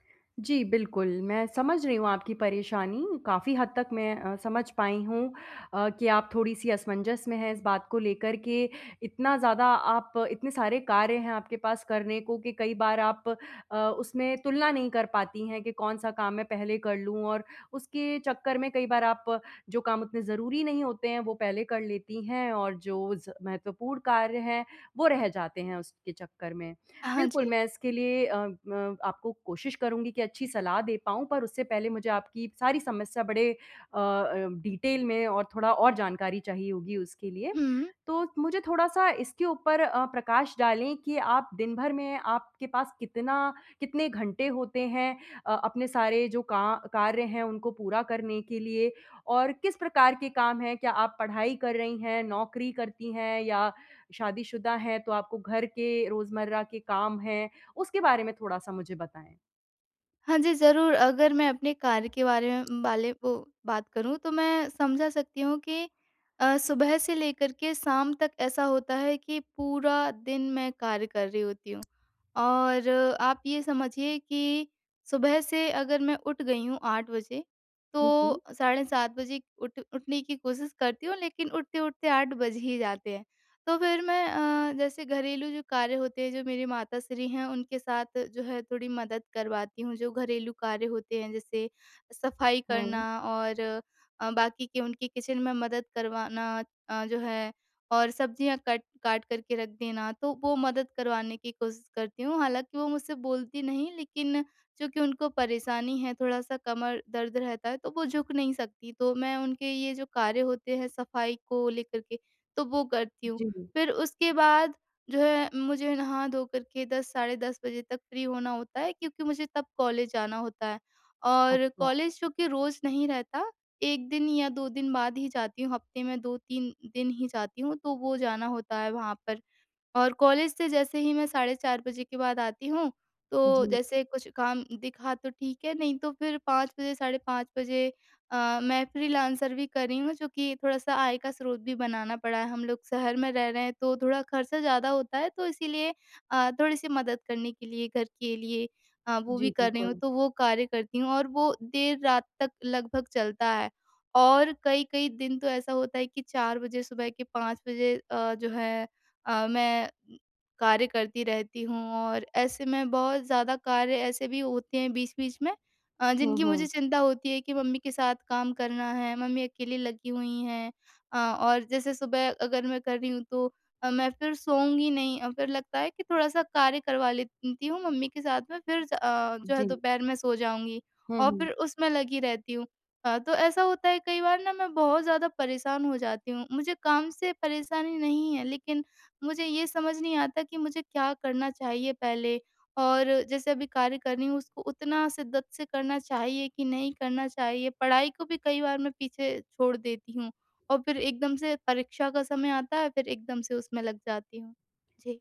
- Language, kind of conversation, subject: Hindi, advice, मैं अत्यावश्यक और महत्वपूर्ण कामों को समय बचाते हुए प्राथमिकता कैसे दूँ?
- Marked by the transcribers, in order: in English: "डीटेल"; in English: "किचन"; in English: "फ्री"